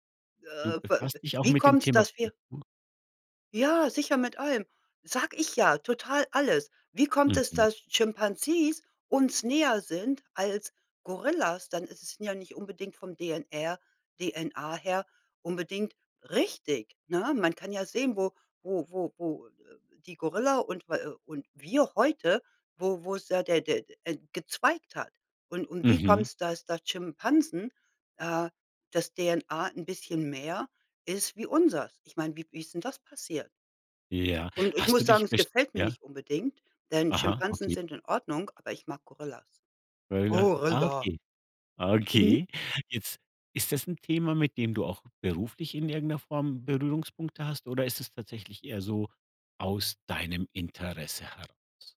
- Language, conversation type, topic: German, podcast, Wie sieht deine Morgenroutine aus, wenn alles gut läuft?
- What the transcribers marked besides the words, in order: in English: "Chimpanzees"; "unseres" said as "unsers"; put-on voice: "Gorilla"; stressed: "Gorilla"; joyful: "Okay"; joyful: "Mhm"